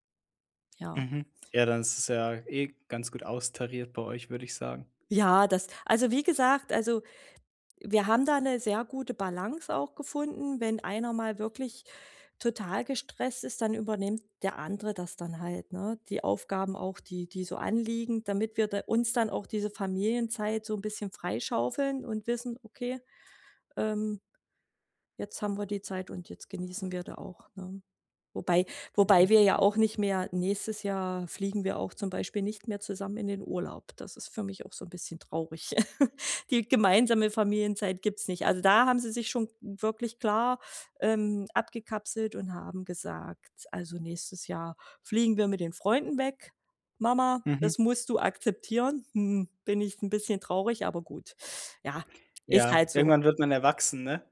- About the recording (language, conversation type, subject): German, podcast, Wie schafft ihr es trotz Stress, jeden Tag Familienzeit zu haben?
- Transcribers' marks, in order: other background noise; laugh; other noise